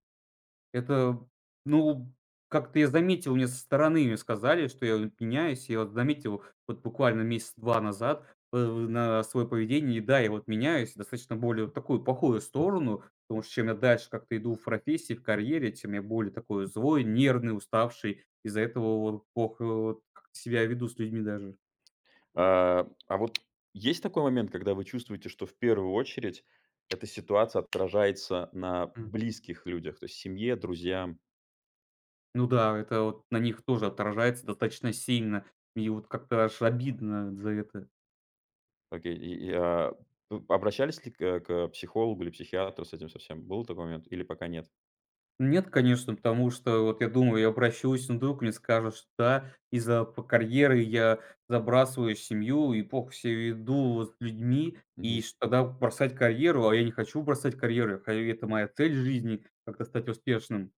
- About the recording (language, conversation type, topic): Russian, advice, Как вы описали бы ситуацию, когда ставите карьеру выше своих ценностей и из‑за этого теряете смысл?
- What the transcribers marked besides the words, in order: tapping